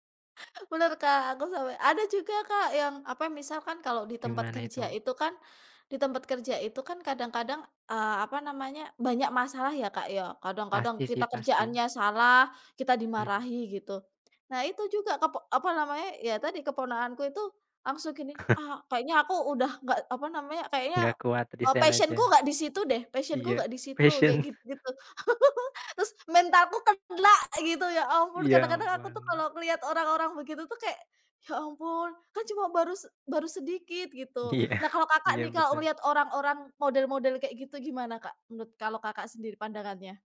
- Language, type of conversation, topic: Indonesian, unstructured, Bagaimana kamu biasanya menghadapi kegagalan dalam hidup?
- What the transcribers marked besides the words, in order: chuckle; in English: "passion-ku"; in English: "passion-ku"; laughing while speaking: "Passion"; in English: "Passion"; chuckle; laughing while speaking: "Iya"